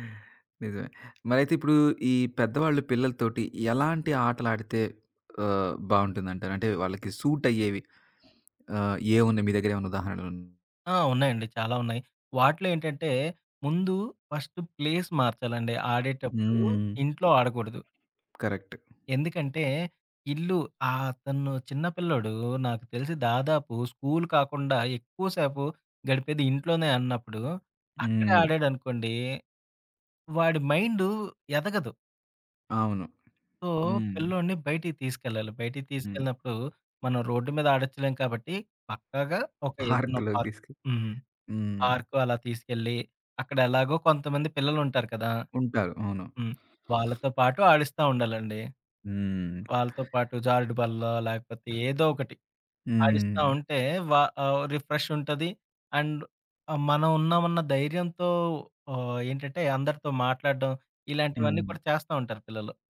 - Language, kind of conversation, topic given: Telugu, podcast, పార్కులో పిల్లలతో ఆడేందుకు సరిపోయే మైండ్‌ఫుల్ ఆటలు ఏవి?
- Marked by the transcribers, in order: tapping; in English: "ఫస్ట్ ప్లేస్"; in English: "కరెక్ట్"; other background noise; in English: "సో"; in English: "పార్క్"; in English: "పార్క్"; in English: "రిఫ్రెష్"; in English: "అండ్"